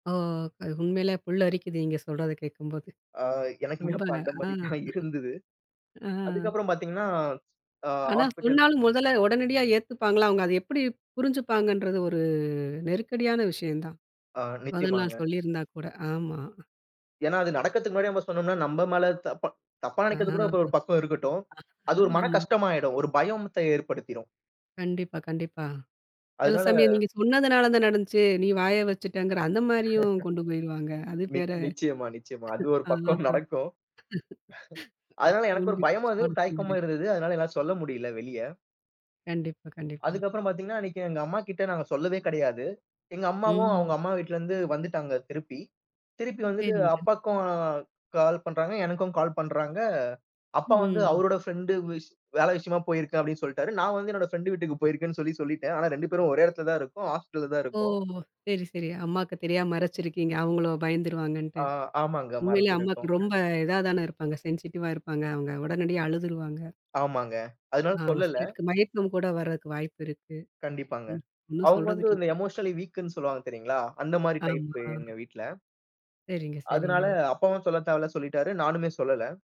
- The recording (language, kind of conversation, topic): Tamil, podcast, உங்கள் உள்ளுணர்வையும் பகுப்பாய்வையும் எப்படிச் சமநிலைப்படுத்துகிறீர்கள்?
- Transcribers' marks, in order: drawn out: "ஓகே!"; laughing while speaking: "ஆ. ஆ"; drawn out: "ஒரு"; other noise; chuckle; laughing while speaking: "அது ஒரு பக்கம் நடக்கும்"; other background noise; chuckle; laughing while speaking: "ஆ. ப ரொம்ப கஷ்டமான சூழ்நிலை"; tapping; in English: "கால்"; in English: "கால்"; in English: "ஃப்ரெண்ட்"; in English: "ஃப்ரெண்ட்"; in English: "சென்சிட்டிவா"; in English: "எமோஷனலி வீக்ன்னு"; in English: "டைப்"